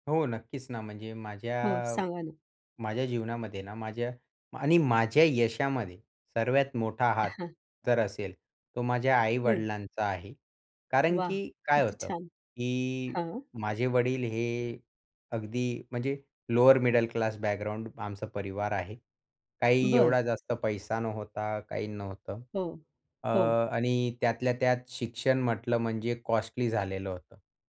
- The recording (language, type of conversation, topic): Marathi, podcast, कुटुंबाच्या अपेक्षा एखाद्याच्या यशावर किती प्रभाव टाकतात?
- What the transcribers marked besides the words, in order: other background noise; in English: "लोअर मिडल क्लास बॅकग्राऊंड"